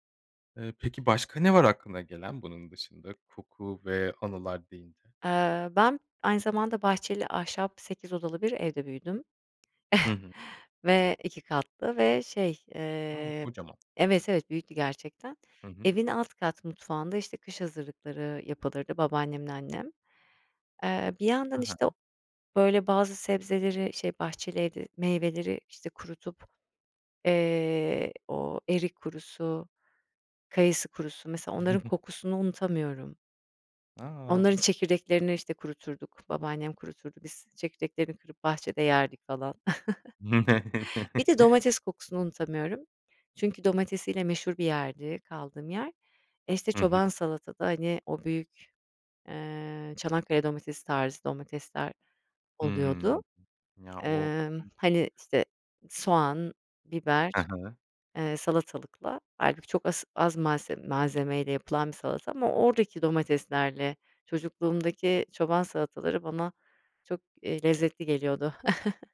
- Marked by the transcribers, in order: tapping; chuckle; chuckle; chuckle; unintelligible speech; chuckle
- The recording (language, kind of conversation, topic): Turkish, podcast, Hangi kokular seni geçmişe götürür ve bunun nedeni nedir?